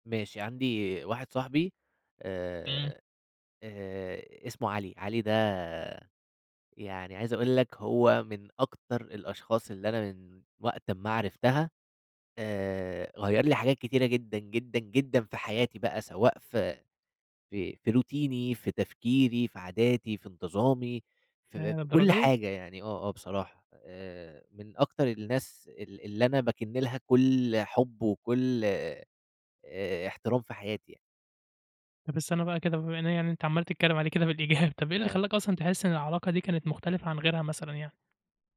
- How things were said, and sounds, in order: tapping; in English: "روتيني"; laughing while speaking: "بالإيجاب"
- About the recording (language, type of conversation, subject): Arabic, podcast, إزاي تختار العلاقات اللي بتدعم نموّك؟